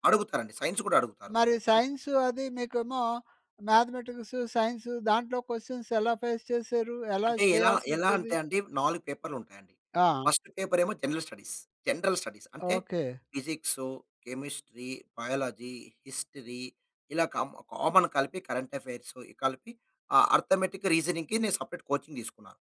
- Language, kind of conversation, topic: Telugu, podcast, విద్యా మరియు ఉద్యోగ నిర్ణయాల గురించి మీరు ఇతరులతో ఎలాంటి విధంగా చర్చిస్తారు?
- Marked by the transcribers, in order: other background noise; in English: "క్వషన్స్"; in English: "ఫేస్"; in English: "ఫస్ట్ పేపర్"; in English: "జనరల్ స్టడీస్. జనరల్ స్టడీస్"; in English: "కామ్ కామన్"; in English: "కరెంట్ అఫైర్స్"; in English: "అర్థమటిక్ రీజనింగ్"; in English: "సపరేట్"